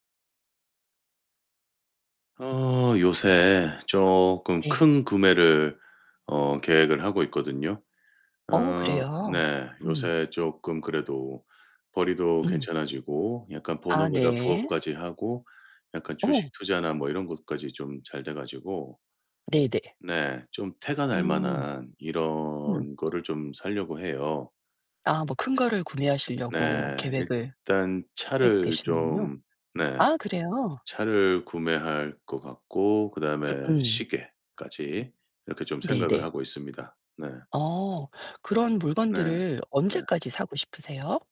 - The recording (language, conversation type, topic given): Korean, advice, 큰 구매(차나 가전제품)를 위해 어떻게 저축 계획을 세워야 할지 고민이신가요?
- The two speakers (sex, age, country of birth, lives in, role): female, 50-54, South Korea, United States, advisor; male, 45-49, South Korea, United States, user
- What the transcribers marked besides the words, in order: other background noise; tapping